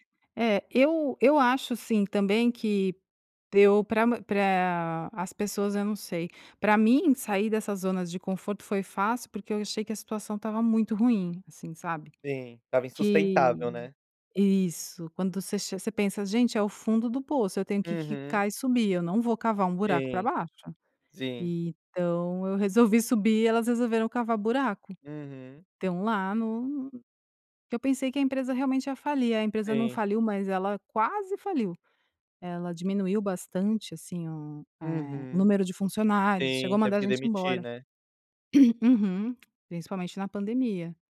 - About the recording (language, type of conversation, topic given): Portuguese, podcast, Como você se convence a sair da zona de conforto?
- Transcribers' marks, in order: other background noise; throat clearing